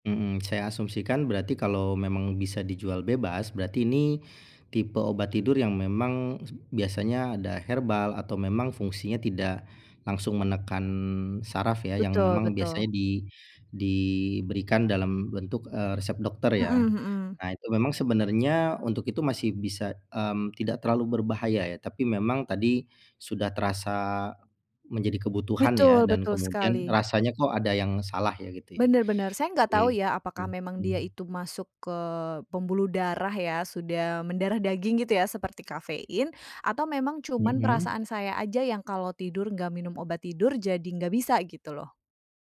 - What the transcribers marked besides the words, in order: tapping
- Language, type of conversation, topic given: Indonesian, advice, Seperti apa pengalaman Anda saat mengandalkan obat tidur untuk bisa tidur?
- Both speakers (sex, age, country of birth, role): female, 30-34, Indonesia, user; male, 40-44, Indonesia, advisor